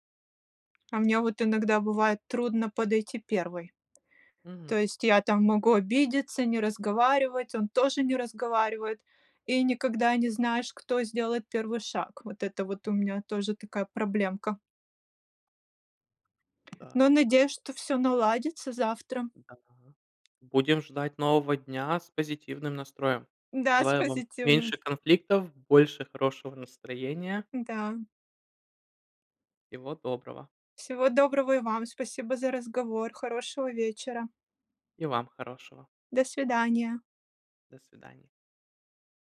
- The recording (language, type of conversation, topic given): Russian, unstructured, Что важнее — победить в споре или сохранить дружбу?
- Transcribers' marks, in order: tapping; other background noise; background speech